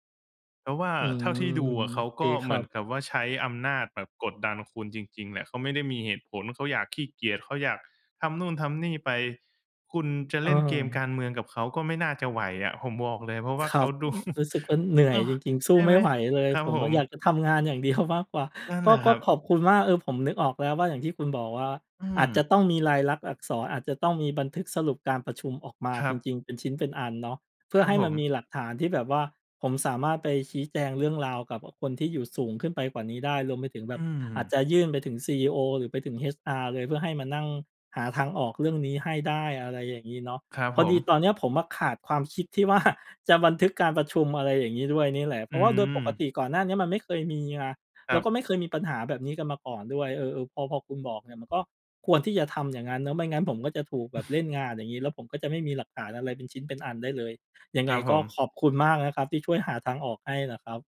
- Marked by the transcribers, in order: other background noise; laughing while speaking: "ดู"; laughing while speaking: "เดียว"; laughing while speaking: "ว่า"; chuckle
- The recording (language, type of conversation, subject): Thai, advice, คุณควรทำอย่างไรเมื่อเจ้านายจุกจิกและไว้ใจไม่ได้เวลามอบหมายงาน?